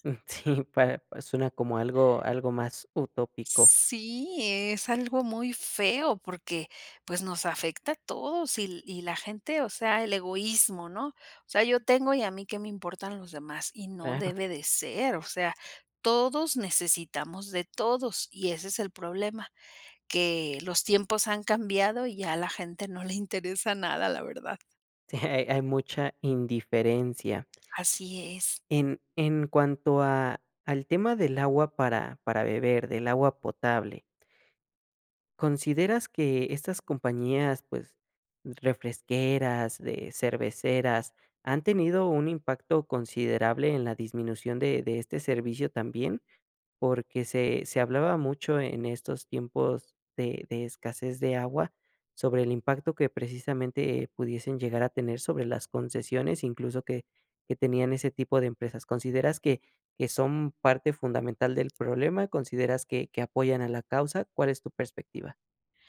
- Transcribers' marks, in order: laughing while speaking: "sí"; laughing while speaking: "Sí"
- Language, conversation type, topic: Spanish, podcast, ¿Qué consejos darías para ahorrar agua en casa?